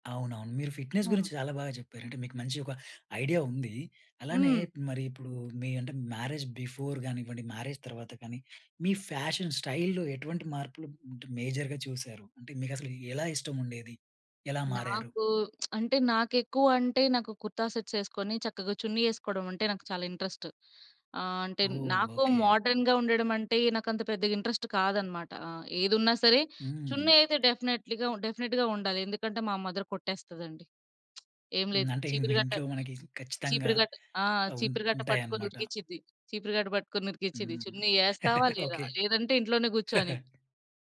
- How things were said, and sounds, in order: other noise; in English: "ఫిట్నెస్"; in English: "ఐడియా"; in English: "మ్యారేజ్ బిఫోర్"; in English: "మ్యారేజ్"; in English: "ఫ్యాషన్ స్టైల్‌లో"; in English: "మేజర్‌గా"; tapping; lip smack; in English: "సెట్స్"; in English: "ఇంట్రెస్ట్"; in English: "మోడర్న్‌గా"; in English: "ఇంట్రెస్ట్"; in English: "డెఫినైట్‌లీగా"; in English: "డెఫినిట్‌గా"; in English: "మదర్"; lip smack; laugh; chuckle
- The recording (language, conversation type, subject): Telugu, podcast, సౌకర్యం-ఆరోగ్యం ముఖ్యమా, లేక శైలి-ప్రవణత ముఖ్యమా—మీకు ఏది ఎక్కువ నచ్చుతుంది?